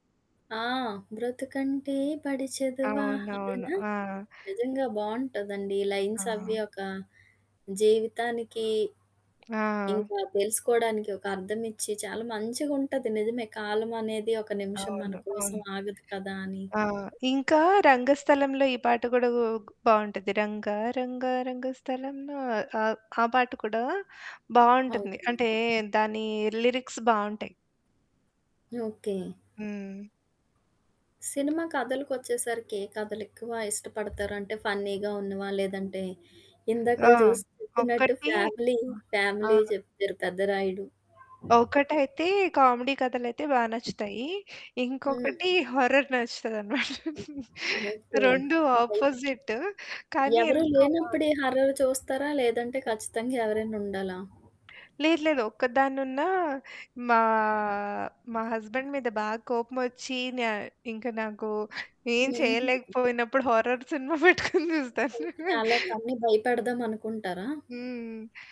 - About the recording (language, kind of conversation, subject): Telugu, podcast, సినిమాలు, పాటలు మీకు ఎలా స్ఫూర్తి ఇస్తాయి?
- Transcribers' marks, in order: singing: "బ్రతుకంటే బడి చదువా?"; other background noise; static; singing: "రంగా రంగా రంగ స్థలంలో"; in English: "లిరిక్స్"; in English: "ఫన్నీగా"; in English: "ఫ్యామిలీ, ఫ్యామిలీ"; in English: "హార్రర్"; giggle; in English: "ఆపోజిట్"; in English: "హర్రర్"; drawn out: "మా"; in English: "హస్బెండ్"; in English: "హార్రర్"; giggle